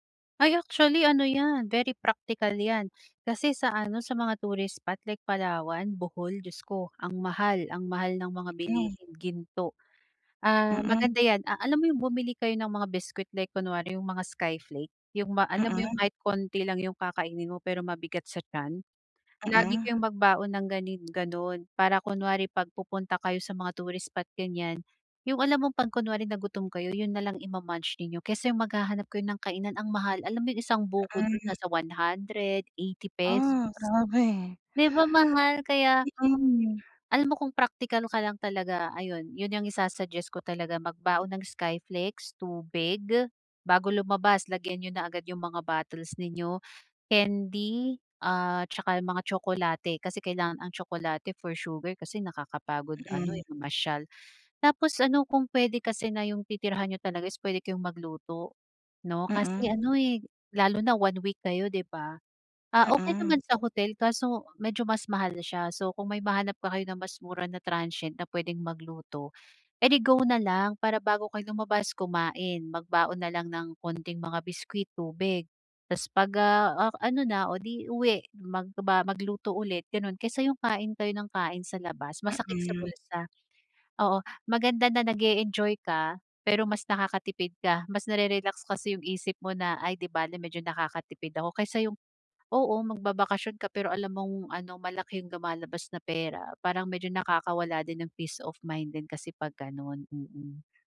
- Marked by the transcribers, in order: in English: "very practical"; other noise; gasp
- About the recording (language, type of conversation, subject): Filipino, advice, Paano ako makakapag-explore ng bagong lugar nang may kumpiyansa?